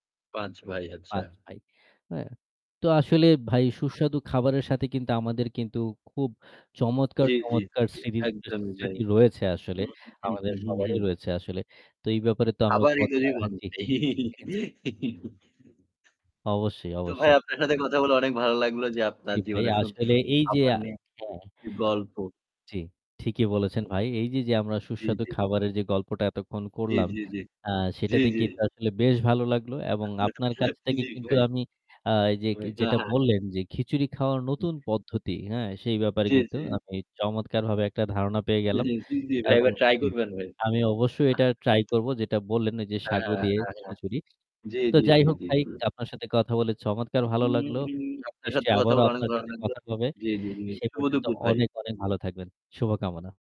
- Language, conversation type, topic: Bengali, unstructured, সুস্বাদু খাবার খেতে গেলে আপনার কোন সুখস্মৃতি মনে পড়ে?
- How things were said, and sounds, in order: "আচ্ছা" said as "হাচ্ছা"; distorted speech; static; giggle; tapping; other background noise; laughing while speaking: "সুন্দর, সুন্দর"; unintelligible speech; chuckle; unintelligible speech; unintelligible speech